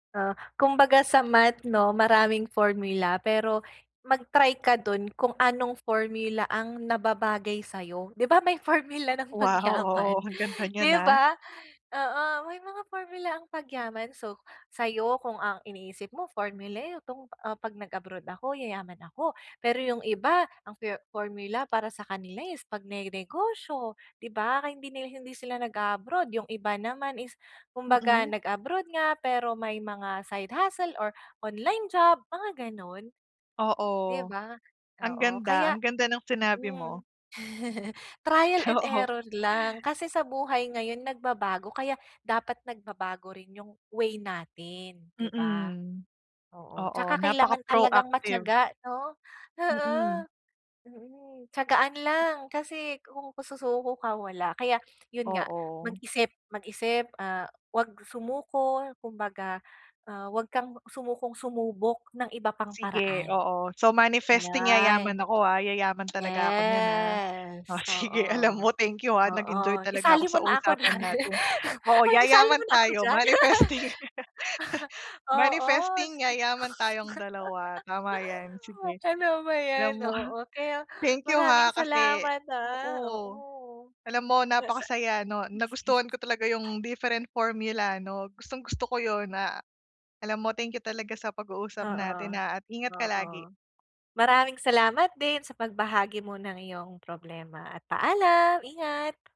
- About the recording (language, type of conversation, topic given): Filipino, advice, Bakit ako napapagod at nababagot sa aking layunin?
- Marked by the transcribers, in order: laughing while speaking: "may formula ng pagyaman, 'di ba?"; laughing while speaking: "Wow! Oo"; other background noise; in English: "side hustle"; laughing while speaking: "Oo"; chuckle; in English: "trial and error"; in English: "manifesting"; "Ayan" said as "Ayay"; tapping; drawn out: "Yes"; laughing while speaking: "O, sige, alam mo thank you, ha"; laughing while speaking: "diyan, isali mo na ako diyan"; in English: "manifesting. Manifesting"; laugh; laughing while speaking: "Ano ba 'yan, oo kaya maraming salamat, ah"